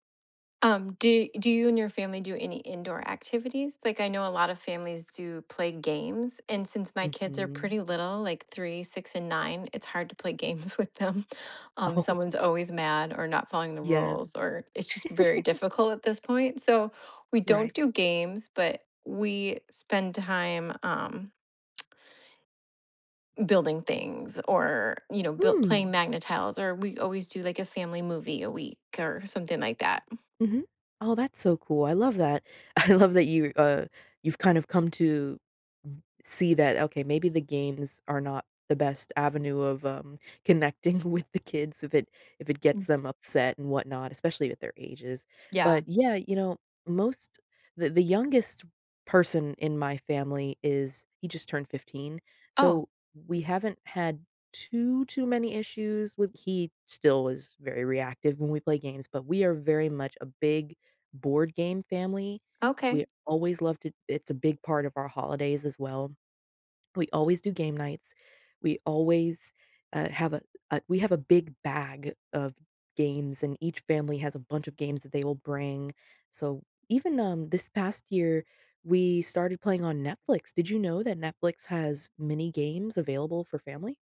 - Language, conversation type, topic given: English, unstructured, How do you usually spend time with your family?
- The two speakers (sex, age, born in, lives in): female, 25-29, United States, United States; female, 45-49, United States, United States
- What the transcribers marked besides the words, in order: tapping; laughing while speaking: "Oh"; laughing while speaking: "with them"; chuckle; laughing while speaking: "I"; other background noise; laughing while speaking: "with"; background speech